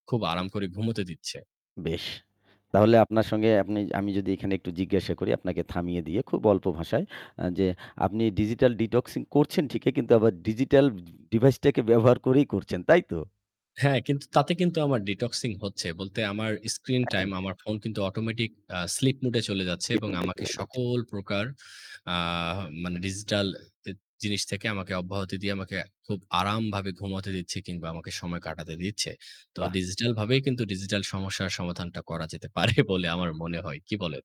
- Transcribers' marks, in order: tapping; in English: "digital detoxing"; in English: "digital device"; in English: "detoxing"; distorted speech; in English: "screen time"; in English: "sleep mode"; unintelligible speech; laughing while speaking: "যেতে"
- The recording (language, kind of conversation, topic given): Bengali, unstructured, আপনি কীভাবে ডিজিটাল ডিটক্স করেন?